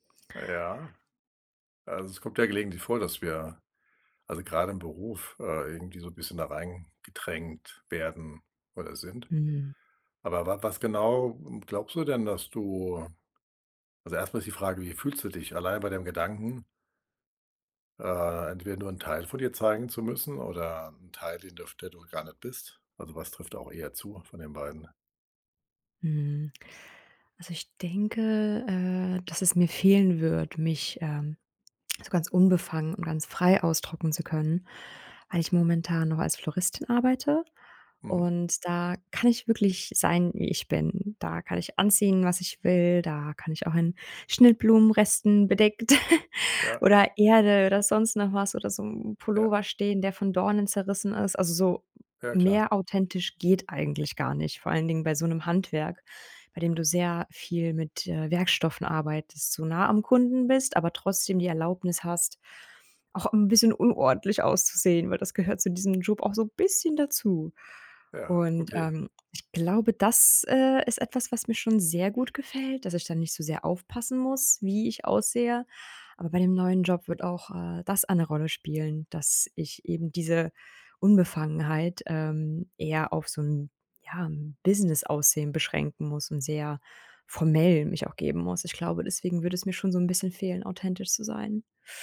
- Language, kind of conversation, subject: German, advice, Warum muss ich im Job eine Rolle spielen, statt authentisch zu sein?
- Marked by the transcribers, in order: chuckle